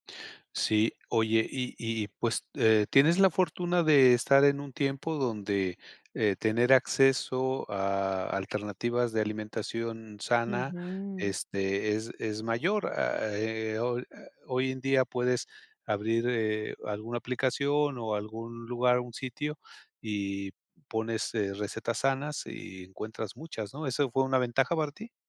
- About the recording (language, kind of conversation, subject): Spanish, podcast, ¿Qué papel juega la cocina casera en tu bienestar?
- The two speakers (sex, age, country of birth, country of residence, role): female, 25-29, Mexico, Mexico, guest; male, 60-64, Mexico, Mexico, host
- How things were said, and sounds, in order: none